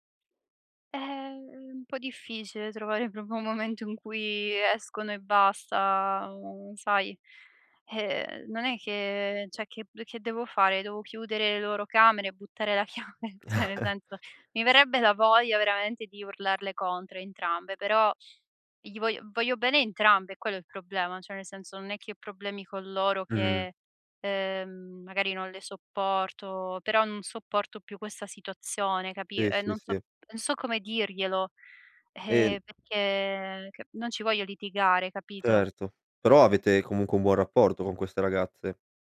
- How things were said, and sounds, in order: laughing while speaking: "propio un momento"; "proprio" said as "propio"; "cioé" said as "ceh"; laughing while speaking: "chiave? ceh, nel senso"; "Cioè" said as "ceh"; chuckle; "cioè" said as "ceh"
- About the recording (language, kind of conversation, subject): Italian, advice, Come posso concentrarmi se in casa c’è troppo rumore?